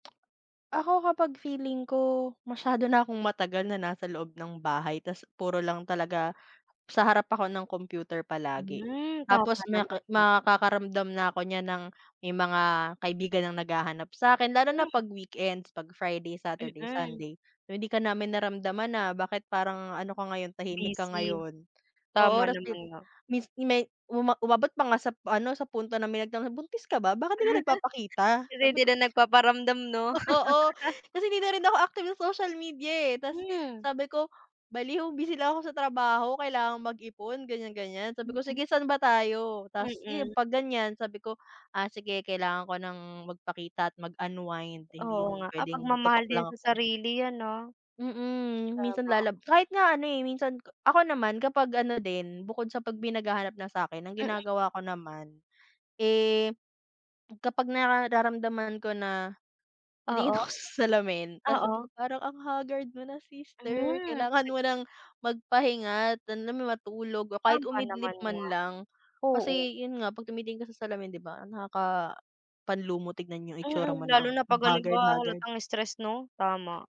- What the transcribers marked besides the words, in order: chuckle; laughing while speaking: "oo"; chuckle; tapping; laughing while speaking: "titingin ako sa salamin"
- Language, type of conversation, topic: Filipino, unstructured, Paano mo ipinapakita ang pagmamahal sa sarili?